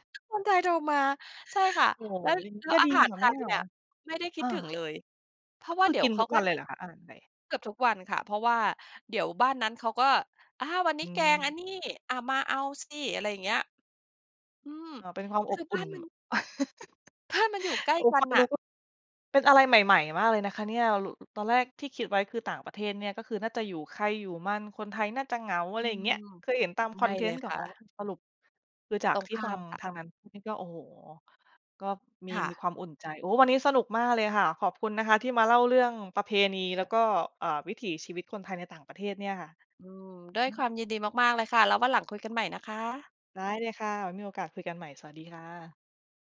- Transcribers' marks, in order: other background noise; laugh; "บ้าน" said as "พ้าน"
- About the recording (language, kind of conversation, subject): Thai, podcast, งานประเพณีท้องถิ่นอะไรที่ทำให้คนในชุมชนมารวมตัวกัน และมีความสำคัญต่อชุมชนอย่างไร?